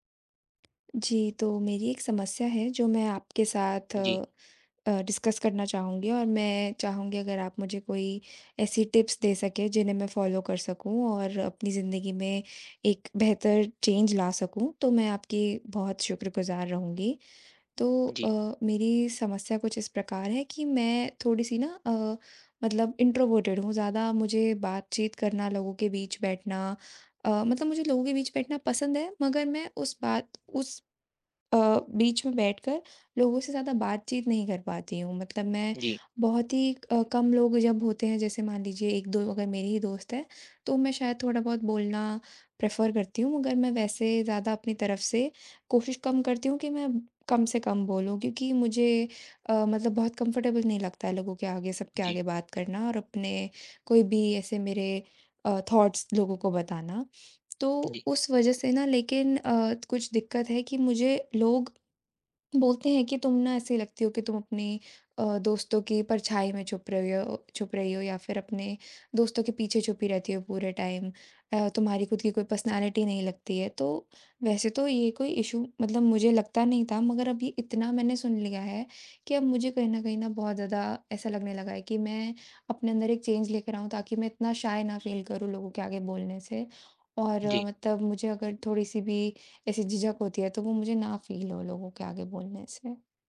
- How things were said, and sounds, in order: in English: "डिस्कस"; in English: "टिप्स"; in English: "फ़ॉलो"; in English: "चेंज"; in English: "इंट्रोवर्टट"; in English: "प्रेफ़र"; in English: "कम्फर्टेबल"; in English: "थॉट्स"; in English: "टाइम"; in English: "पर्सनालिटी"; in English: "इशू"; in English: "चेंज"; in English: "शाय"; in English: "फ़ील"; in English: "फ़ील"
- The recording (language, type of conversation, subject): Hindi, advice, बातचीत में असहज होने पर मैं हर बार चुप क्यों हो जाता हूँ?